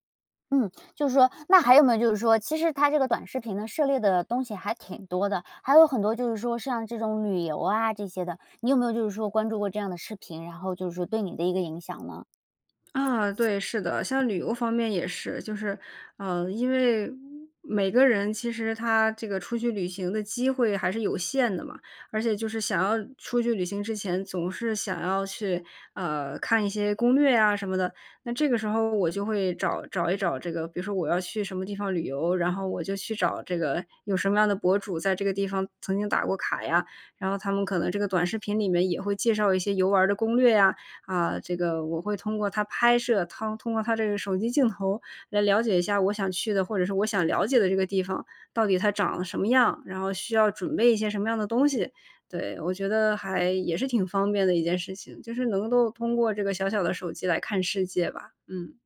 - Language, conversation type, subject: Chinese, podcast, 短视频是否改变了人们的注意力，你怎么看？
- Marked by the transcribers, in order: other background noise; "他" said as "通"; "能够" said as "能豆"